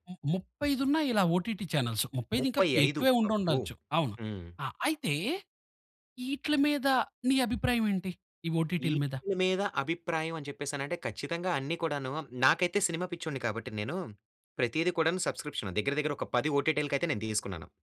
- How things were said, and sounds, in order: in English: "సబ్స్క్రిప్షన్"
- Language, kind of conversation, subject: Telugu, podcast, సినిమా రుచులు కాలంతో ఎలా మారాయి?